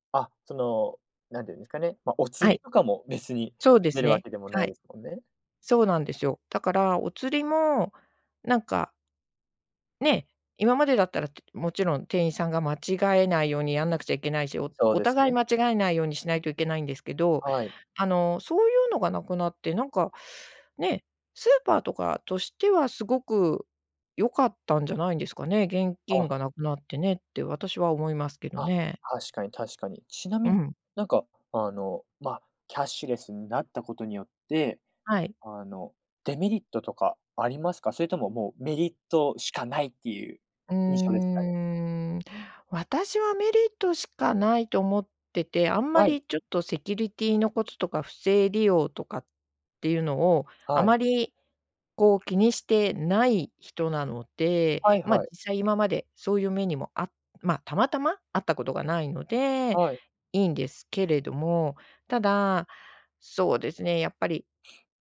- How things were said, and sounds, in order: none
- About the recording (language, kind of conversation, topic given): Japanese, podcast, キャッシュレス化で日常はどのように変わりましたか？